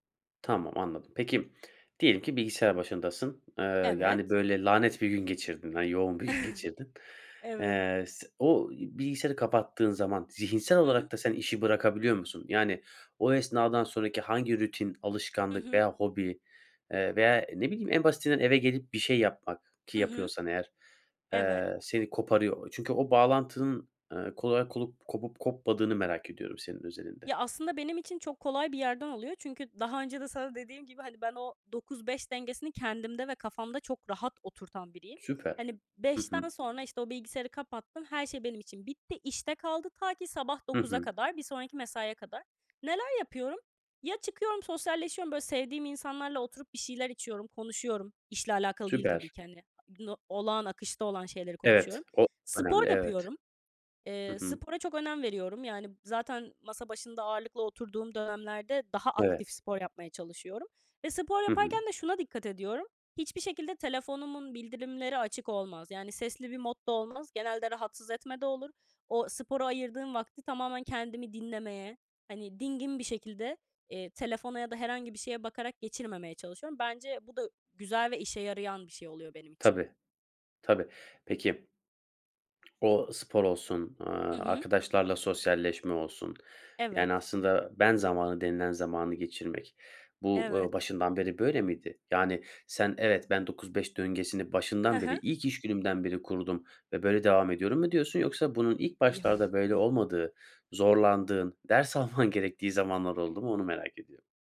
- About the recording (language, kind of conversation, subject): Turkish, podcast, İş-özel hayat dengesini nasıl kuruyorsun?
- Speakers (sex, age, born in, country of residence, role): female, 20-24, Turkey, France, guest; male, 30-34, Turkey, Bulgaria, host
- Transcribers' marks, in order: chuckle; laughing while speaking: "Evet"; laughing while speaking: "bir gün"; tapping; other background noise; chuckle; laughing while speaking: "alman"